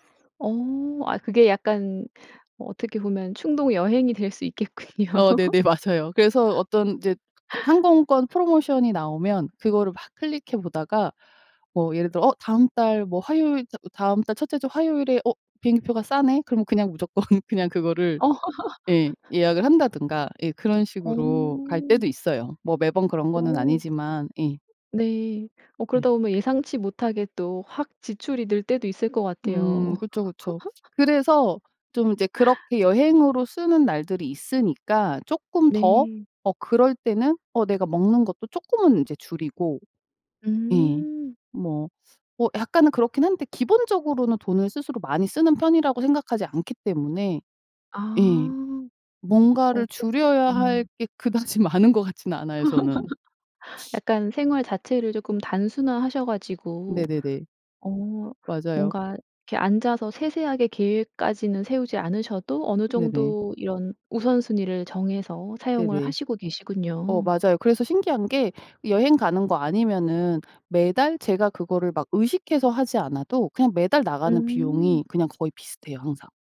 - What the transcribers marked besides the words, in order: laughing while speaking: "맞아요"; laughing while speaking: "있겠군요"; laugh; in English: "프로모션이"; laughing while speaking: "무조건"; laugh; other background noise; laugh; laughing while speaking: "그다지"; laugh; other noise
- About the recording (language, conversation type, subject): Korean, podcast, 돈을 어디에 먼저 써야 할지 우선순위는 어떻게 정하나요?